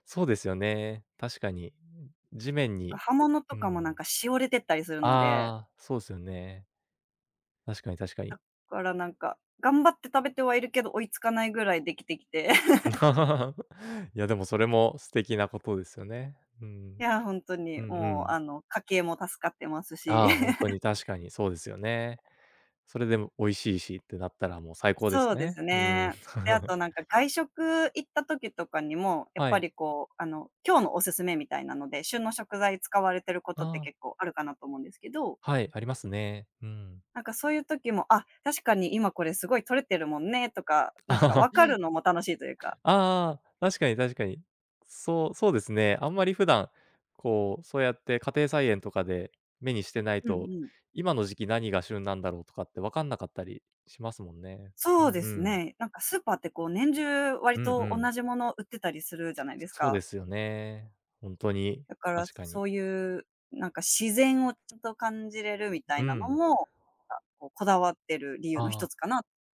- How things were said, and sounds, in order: laugh; laugh; giggle; tapping; laugh
- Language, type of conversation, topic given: Japanese, podcast, 食卓の雰囲気づくりで、特に何を大切にしていますか？